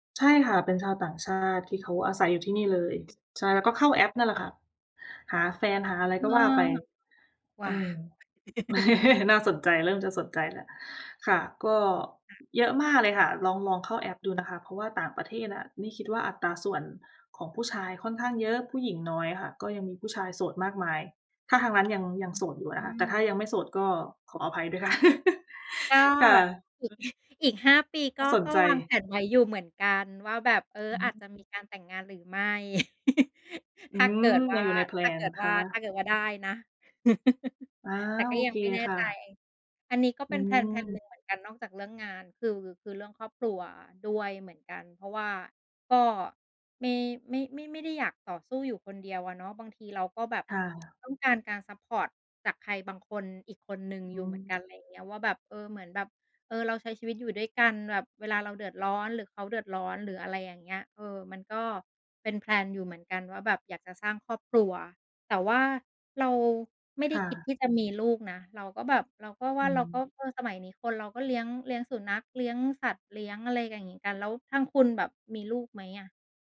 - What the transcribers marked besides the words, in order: other background noise; laugh; chuckle; tapping; laugh; chuckle; chuckle; in English: "แพลน"; in English: "แพลนแพลน"; in English: "แพลน"
- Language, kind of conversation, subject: Thai, unstructured, คุณอยากทำอะไรให้สำเร็จภายในอีกห้าปีข้างหน้า?